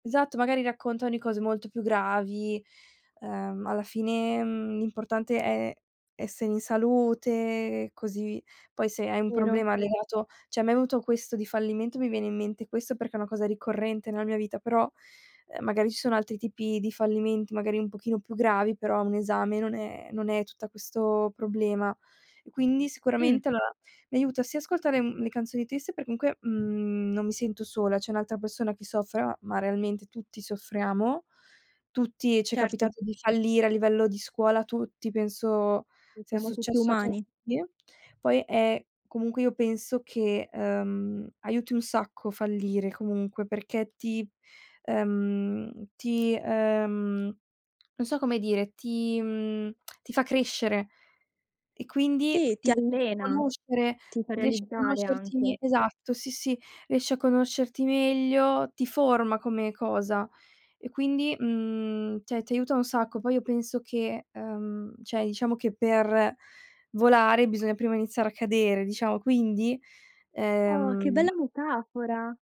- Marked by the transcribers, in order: other background noise; "cioè" said as "ceh"; "soffre" said as "soffra"; unintelligible speech; "cioè" said as "ceh"
- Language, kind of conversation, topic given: Italian, podcast, Come reagisci davvero quando ti capita di fallire?